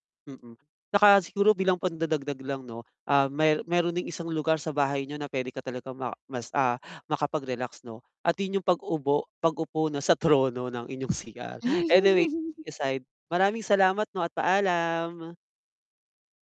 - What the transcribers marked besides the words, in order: chuckle; tapping; distorted speech
- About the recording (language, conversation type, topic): Filipino, advice, Paano ako makakarelaks sa bahay kahit maraming gawain at abala?